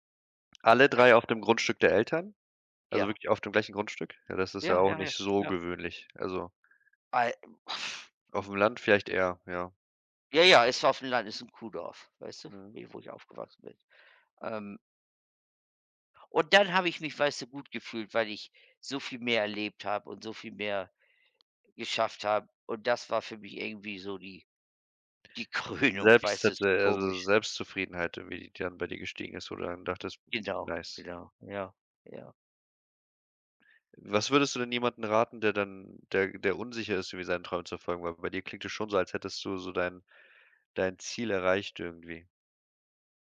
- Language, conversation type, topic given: German, unstructured, Was motiviert dich, deine Träume zu verfolgen?
- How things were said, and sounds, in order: lip trill; laughing while speaking: "Krönung"